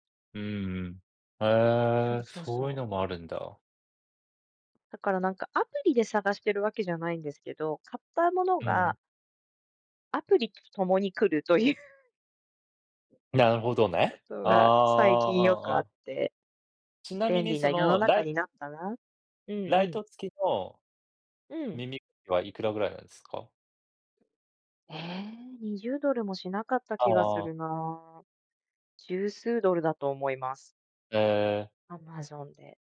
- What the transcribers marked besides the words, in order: laughing while speaking: "という"
- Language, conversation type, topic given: Japanese, unstructured, 最近使い始めて便利だと感じたアプリはありますか？